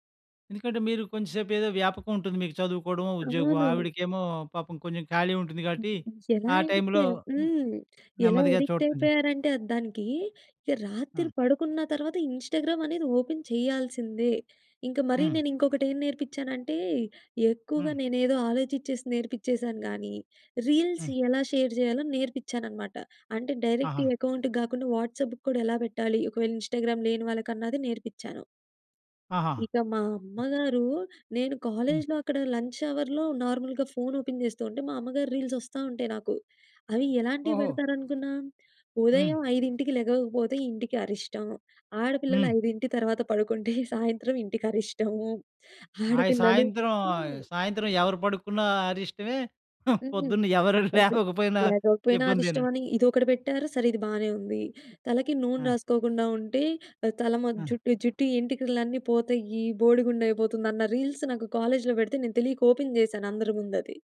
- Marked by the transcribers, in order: in English: "అడిక్ట్"; in English: "టైమ్‌లో"; in English: "అడిక్ట్"; in English: "ఇంస్టాగ్రామ్"; in English: "ఓపెన్"; in English: "రీల్స్"; in English: "షేర్"; in English: "డైరెక్ట్ అకౌంట్‌కి"; in English: "వాట్సాప్‌కి"; in English: "ఇంస్టాగ్రామ్"; other noise; in English: "కాలేజ్‌లో"; in English: "లంచ్ హవర్‌లో నార్మల్‌గా"; in English: "ఓపెన్"; in English: "రీల్స్"; chuckle; chuckle; tapping; laughing while speaking: "లేవకపోయినా"; in English: "రీల్స్"; in English: "కాలేజ్‌లో"; in English: "ఓపెన్"
- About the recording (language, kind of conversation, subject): Telugu, podcast, సోషల్ మీడియా మీ రోజువారీ జీవితాన్ని ఎలా మార్చింది?